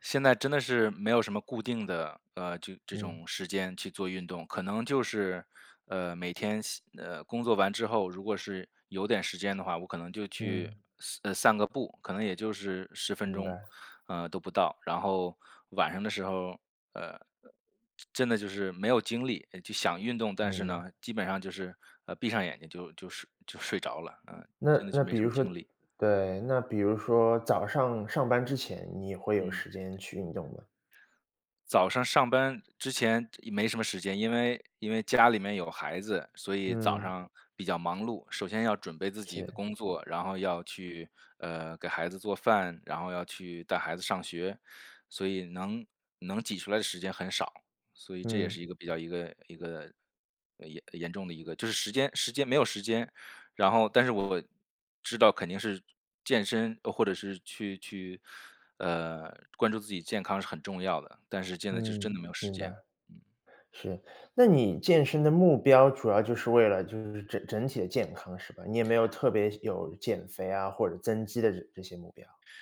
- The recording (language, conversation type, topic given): Chinese, advice, 我该如何养成每周固定运动的习惯？
- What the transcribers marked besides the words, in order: other background noise; tapping